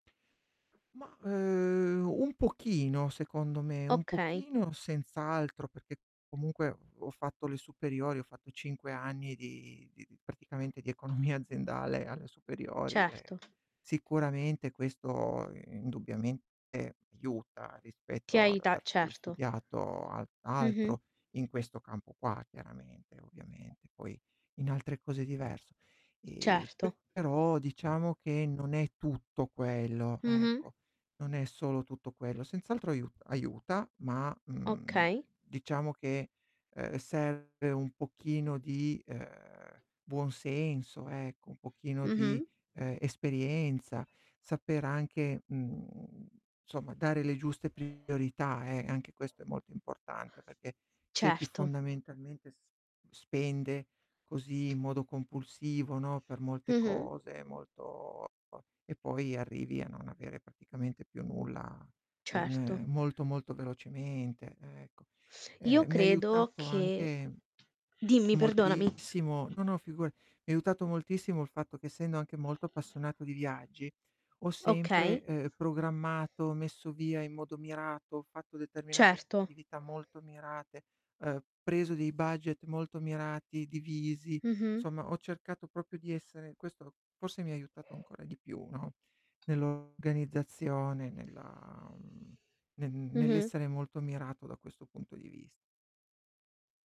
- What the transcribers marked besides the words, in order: tapping; static; distorted speech; laughing while speaking: "economia"; "aiuta" said as "aita"; other background noise; "insomma" said as "nsomma"; "insomma" said as "nsomma"; "proprio" said as "propio"
- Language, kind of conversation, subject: Italian, unstructured, Come gestisci il tuo budget ogni mese?